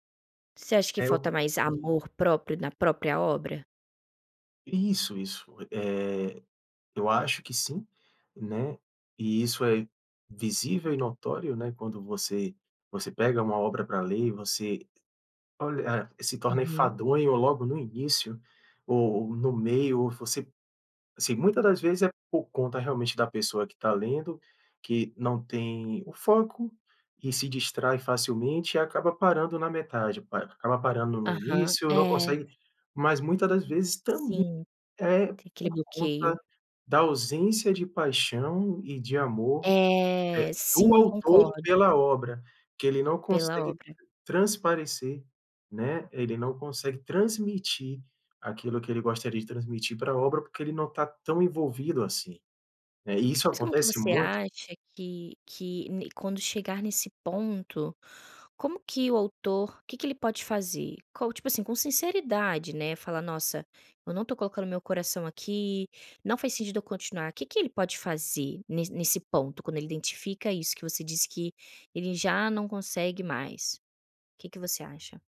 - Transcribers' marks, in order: other background noise; tapping
- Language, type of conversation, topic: Portuguese, podcast, Que projetos simples você recomendaria para quem está começando?